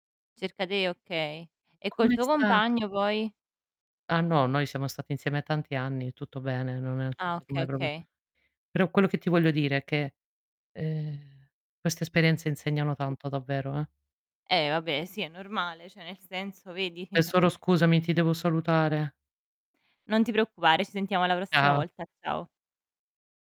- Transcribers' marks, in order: distorted speech; other background noise; unintelligible speech; "proprio" said as "propio"; other noise; "Cioè" said as "ceh"; chuckle; static
- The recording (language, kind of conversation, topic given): Italian, unstructured, Hai mai vissuto un’esperienza che ti ha fatto vedere la vita in modo diverso?